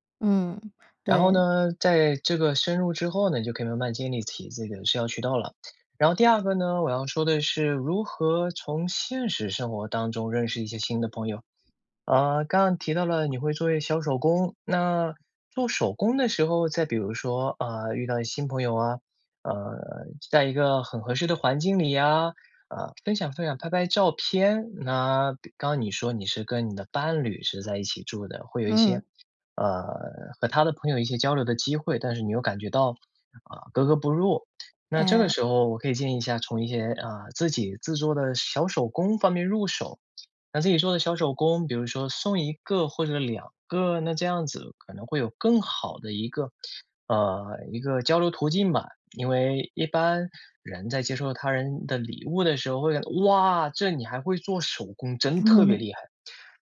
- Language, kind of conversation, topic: Chinese, advice, 搬到新城市后我感到孤单无助，该怎么办？
- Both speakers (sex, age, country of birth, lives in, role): female, 30-34, China, Japan, user; male, 20-24, China, United States, advisor
- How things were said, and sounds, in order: other background noise